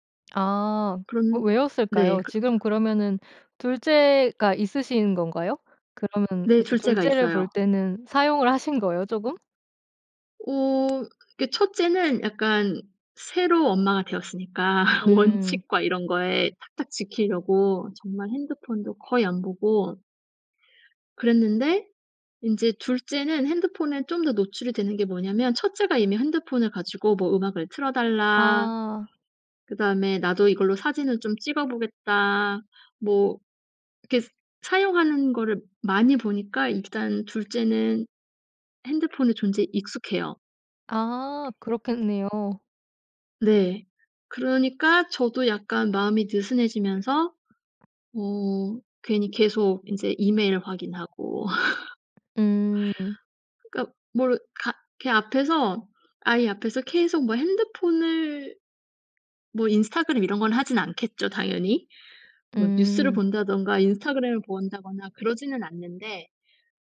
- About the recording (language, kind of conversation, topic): Korean, podcast, 휴대폰 없이도 잘 집중할 수 있나요?
- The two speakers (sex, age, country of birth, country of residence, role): female, 30-34, South Korea, South Korea, host; female, 35-39, South Korea, Germany, guest
- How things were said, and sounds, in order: other background noise; tapping; laugh